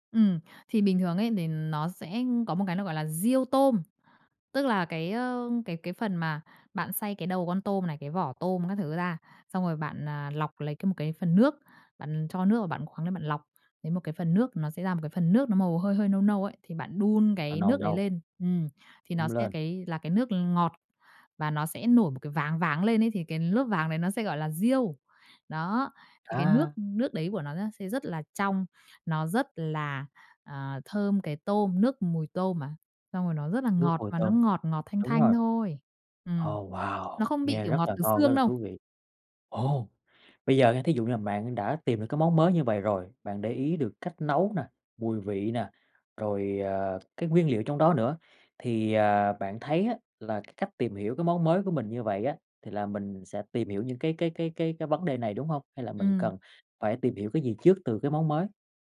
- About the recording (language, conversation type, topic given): Vietnamese, podcast, Bạn bắt đầu khám phá món ăn mới như thế nào?
- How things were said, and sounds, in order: tapping; other background noise